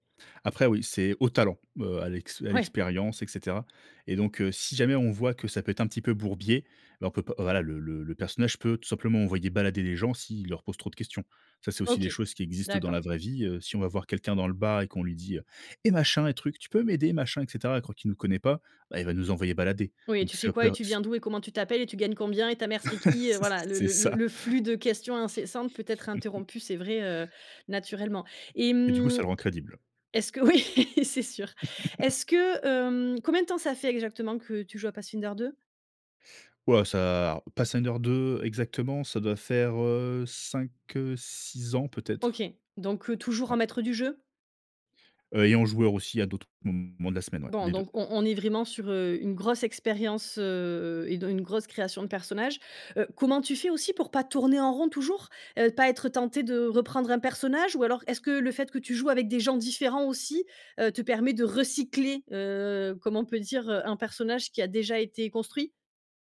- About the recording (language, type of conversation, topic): French, podcast, Comment peux-tu partager une méthode pour construire des personnages crédibles ?
- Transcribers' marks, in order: laughing while speaking: "C' C'est ça"; laugh; laugh; stressed: "recycler"